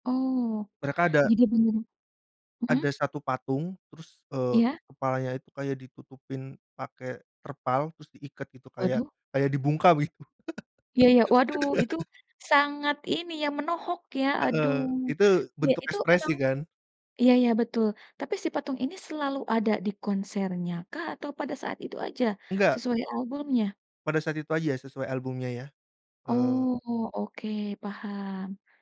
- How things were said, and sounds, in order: laugh
- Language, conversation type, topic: Indonesian, podcast, Konser mana yang paling berkesan untukmu?